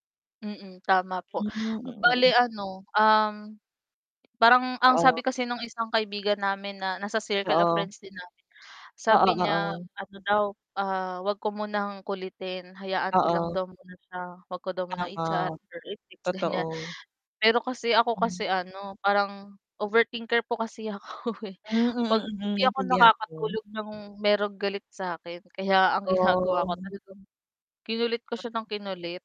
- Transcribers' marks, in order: static; tapping; distorted speech; laughing while speaking: "ako eh"; chuckle; background speech
- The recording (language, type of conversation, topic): Filipino, unstructured, Paano mo hinaharap ang hindi pagkakaintindihan sa mga kaibigan mo?